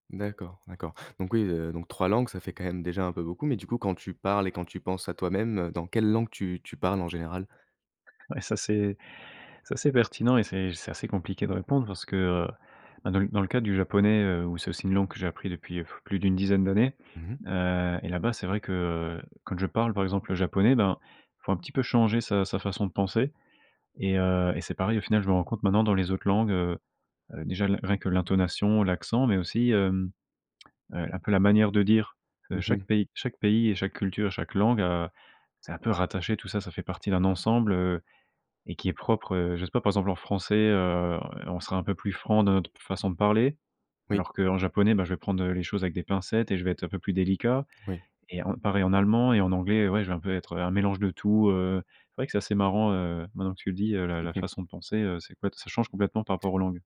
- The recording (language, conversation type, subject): French, podcast, Comment jongles-tu entre deux langues au quotidien ?
- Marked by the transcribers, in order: blowing; tapping